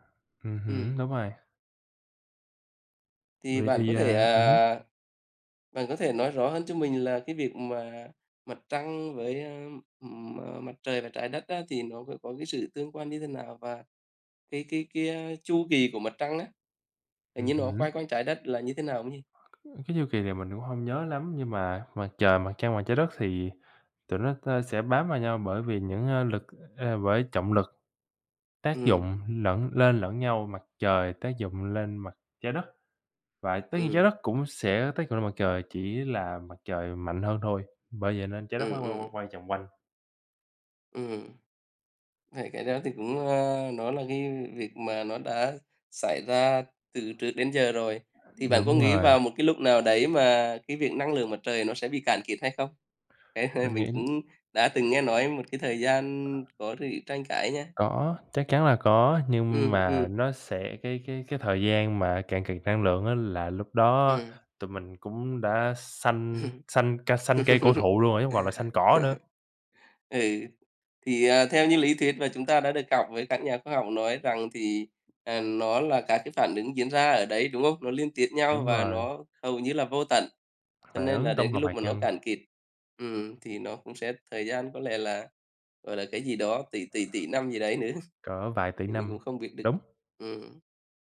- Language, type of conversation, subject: Vietnamese, unstructured, Bạn có ngạc nhiên khi nghe về những khám phá khoa học liên quan đến vũ trụ không?
- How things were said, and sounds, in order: tapping; other background noise; laugh; laughing while speaking: "nữa"